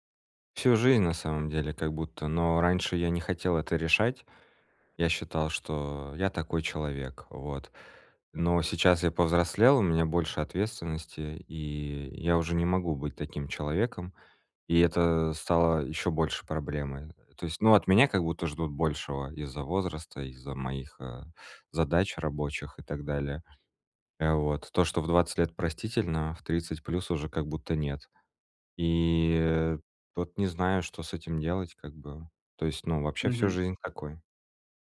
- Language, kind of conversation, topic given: Russian, advice, Как перестать срывать сроки из-за плохого планирования?
- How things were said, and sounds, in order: none